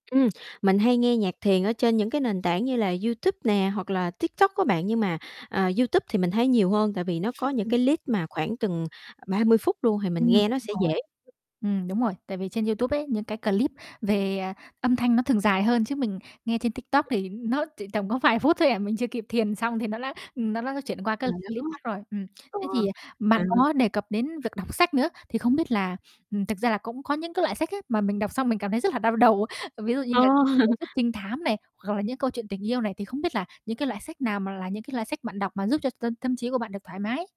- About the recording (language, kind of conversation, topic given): Vietnamese, podcast, Bạn làm sao để ngủ đủ và ngon giấc mỗi đêm?
- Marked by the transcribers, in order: static; chuckle; tapping; distorted speech; other background noise; unintelligible speech; unintelligible speech; chuckle